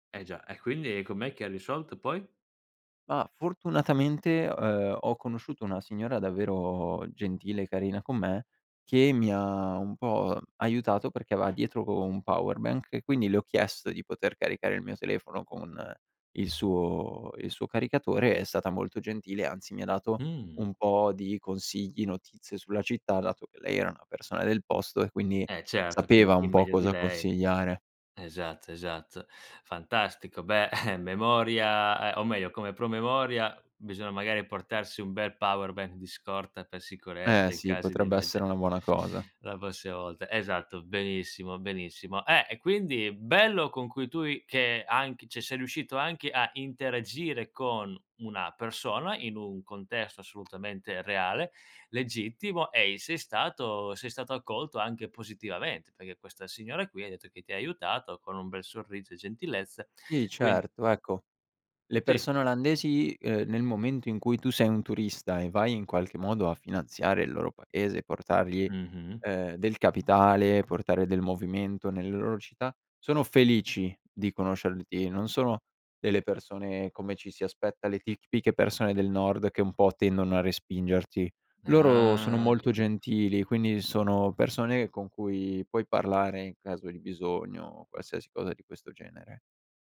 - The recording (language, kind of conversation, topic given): Italian, podcast, Ti è mai capitato di perderti in una città straniera?
- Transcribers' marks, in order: other background noise; in English: "power bank"; laughing while speaking: "eh"; in English: "power bank"; "cioè" said as "ceh"; drawn out: "Ah"